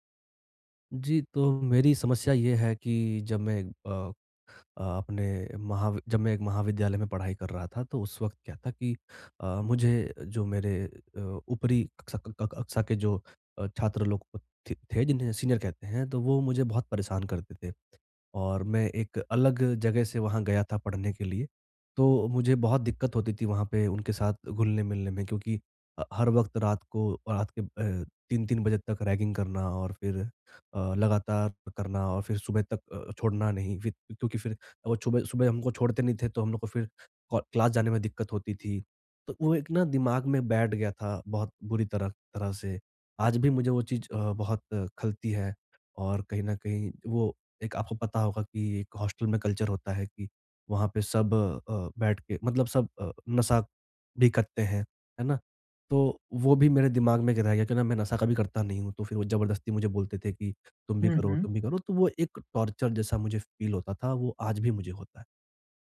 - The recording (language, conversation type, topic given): Hindi, advice, नए शहर में सामाजिक संकेतों और व्यक्तिगत सीमाओं को कैसे समझूँ और उनका सम्मान कैसे करूँ?
- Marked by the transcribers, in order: in English: "सीनियर"; in English: "क्लास"; in English: "हॉस्टल"; in English: "कल्चर"; in English: "टॉर्चर"; in English: "फील"